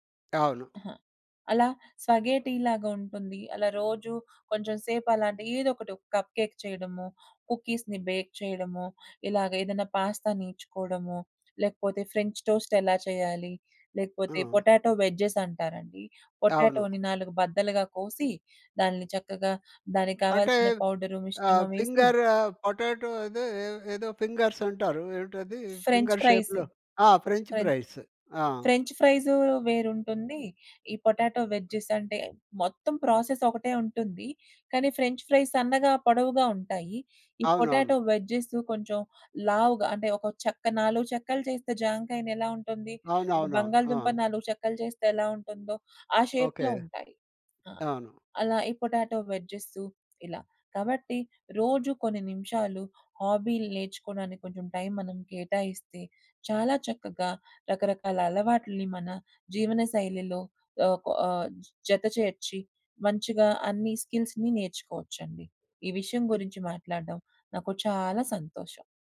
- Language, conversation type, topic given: Telugu, podcast, రోజుకు కొన్ని నిమిషాలే కేటాయించి ఈ హాబీని మీరు ఎలా అలవాటు చేసుకున్నారు?
- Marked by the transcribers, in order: other background noise; in English: "కప్ కేేక్"; in English: "కుకీస్‌ని బేక్"; in English: "ఫ్రెంచ్ టోస్ట్"; in English: "పొటాటో"; in English: "పొటాటోని"; in English: "పౌడర్"; in English: "ఫింగర్"; in English: "పొటాటో"; in English: "ఫింగర్ షేప్‌లో"; in English: "ఫ్రెంచ్ ఫ్రైస్. ఫ్రెంచ్ ఫ్రెంచ్"; in English: "ఫ్రెంచ్ ఫ్రైస్"; in English: "పొటాటో"; in English: "ఫ్రెంచ్ ఫ్రైస్"; in English: "పొటాటో వెజ్జెస్"; in English: "షేప్‌లో"; in English: "పొటాటో"; in English: "స్కిల్స్‌ని"